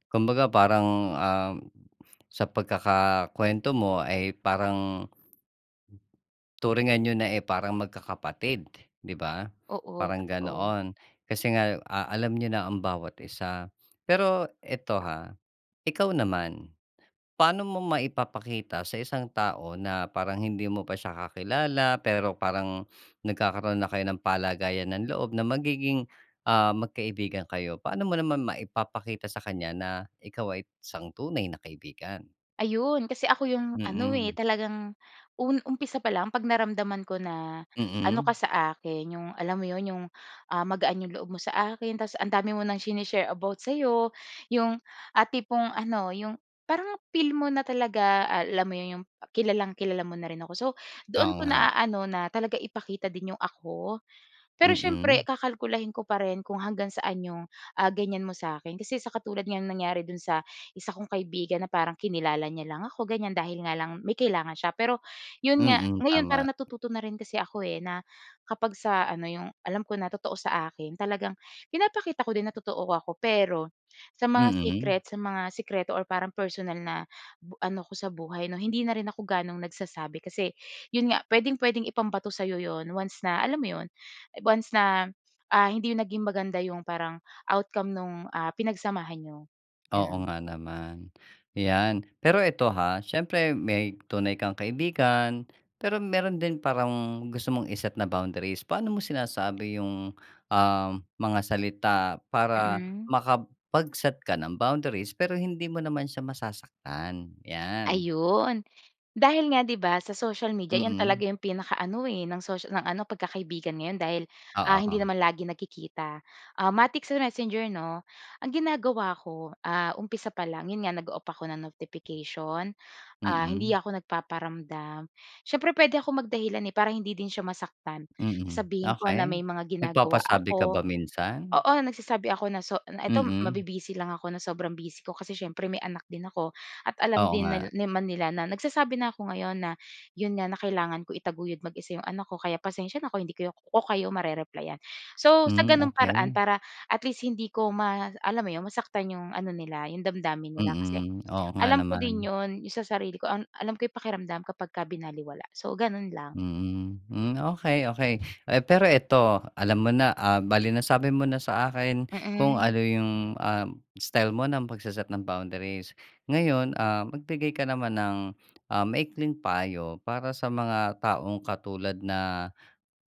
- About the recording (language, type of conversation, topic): Filipino, podcast, Anong pangyayari ang nagbunyag kung sino ang mga tunay mong kaibigan?
- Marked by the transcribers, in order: tapping; other background noise; "sini-share" said as "shini-share"; in English: "nag-o-off"